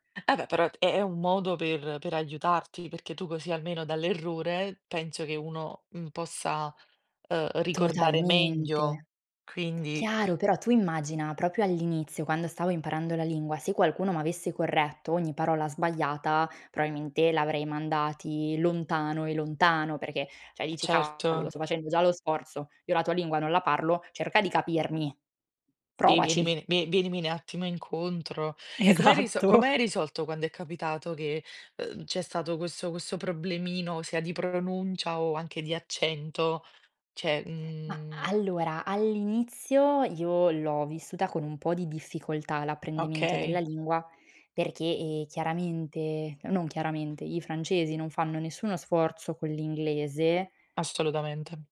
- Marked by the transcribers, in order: other noise; other background noise; laughing while speaking: "Esatto"; "Cioè" said as "ceh"
- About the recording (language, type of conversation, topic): Italian, podcast, Puoi raccontarmi un aneddoto in cui la lingua ha creato una confusione culturale?